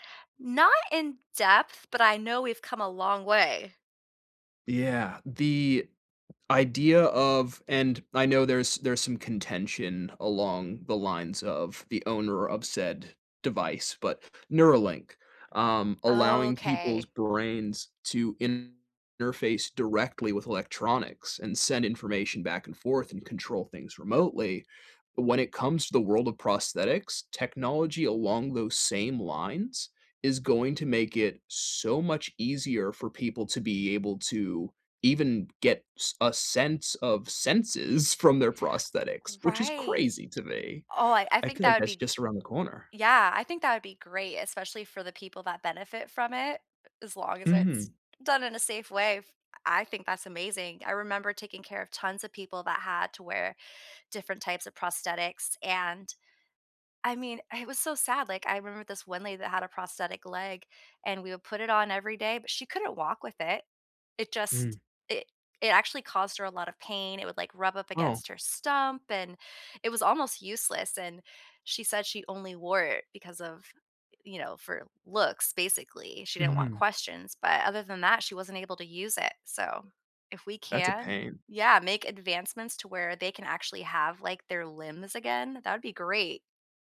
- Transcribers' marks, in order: other background noise; tapping; laughing while speaking: "senses"
- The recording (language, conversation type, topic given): English, unstructured, What role do you think technology plays in healthcare?